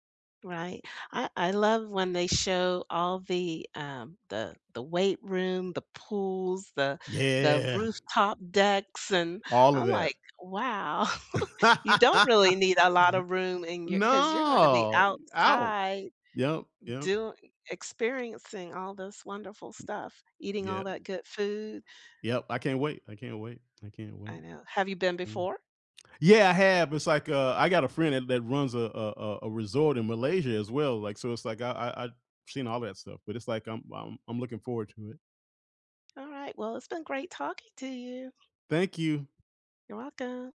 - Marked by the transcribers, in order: tapping; chuckle; laugh; other noise; other background noise
- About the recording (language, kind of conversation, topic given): English, unstructured, How has loss reshaped your everyday outlook, priorities, and appreciation for small moments?
- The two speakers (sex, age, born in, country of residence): female, 60-64, United States, United States; male, 60-64, United States, United States